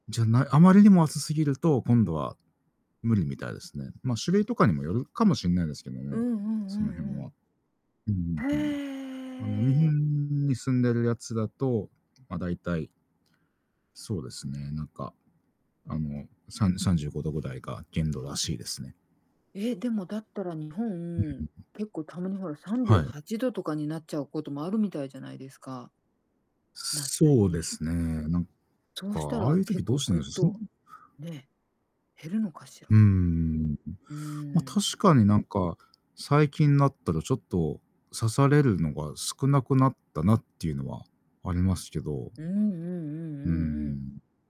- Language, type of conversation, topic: Japanese, unstructured, 動物の絶滅は私たちの生活にどのように関係していますか？
- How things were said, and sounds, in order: static; distorted speech